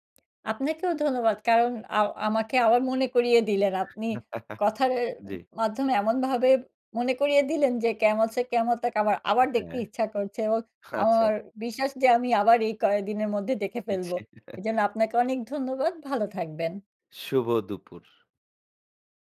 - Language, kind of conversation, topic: Bengali, podcast, বল তো, কোন সিনেমা তোমাকে সবচেয়ে গভীরভাবে ছুঁয়েছে?
- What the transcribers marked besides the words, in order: chuckle; in Hindi: "কেয়ামত ছে কেয়ামত তাক"; scoff